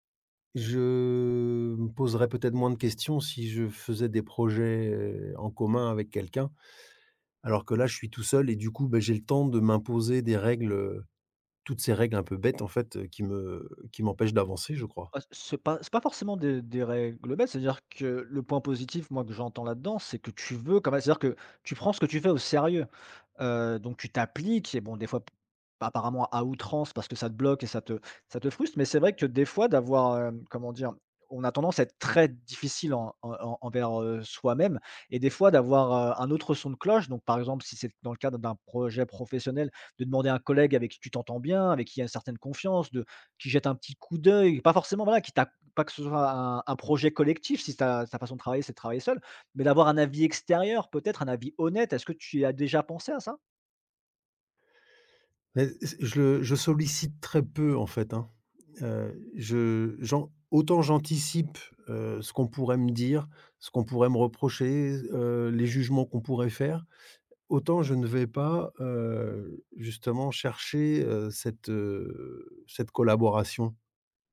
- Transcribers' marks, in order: drawn out: "je"; drawn out: "projets"
- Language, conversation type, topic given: French, advice, Comment mon perfectionnisme m’empêche-t-il d’avancer et de livrer mes projets ?